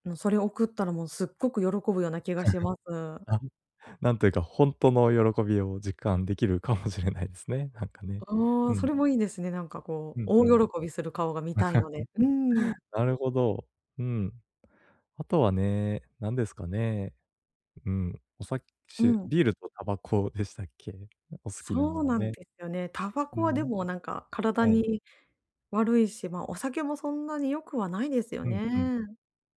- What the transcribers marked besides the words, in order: chuckle; chuckle
- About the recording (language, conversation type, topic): Japanese, advice, 相手にぴったりのプレゼントはどう選べばいいですか？